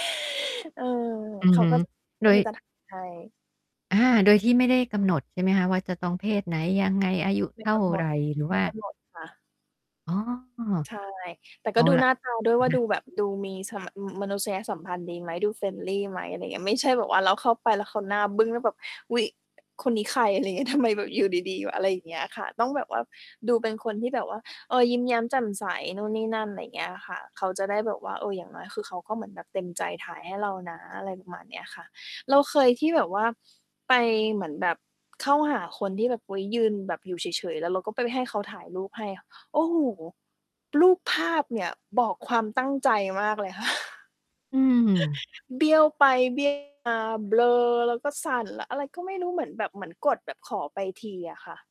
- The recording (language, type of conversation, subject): Thai, podcast, คุณหาเพื่อนใหม่ตอนเดินทางคนเดียวยังไงบ้าง?
- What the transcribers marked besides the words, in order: static; distorted speech; other background noise; in English: "friendly"; tapping; laughing while speaking: "อะไรเงี้ย ทำไม"; chuckle